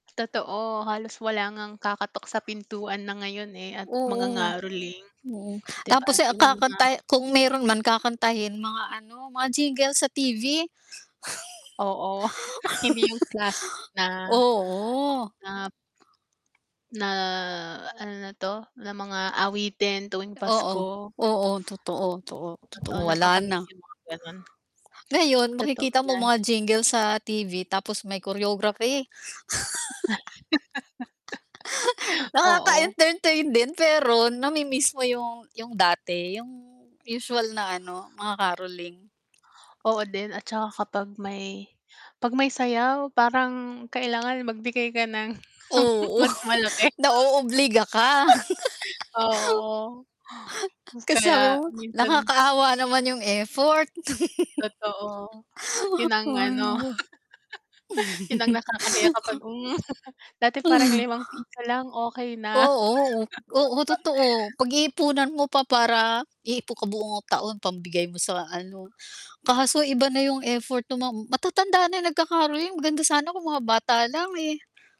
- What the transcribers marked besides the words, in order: tapping; static; other background noise; "'yon" said as "yoon"; chuckle; laugh; distorted speech; laugh; laughing while speaking: "Oo"; chuckle; bird; laugh; laugh; background speech; chuckle; laugh
- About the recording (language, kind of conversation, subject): Filipino, unstructured, Paano mo ipinagdiriwang ang Pasko kasama ang pamilya mo?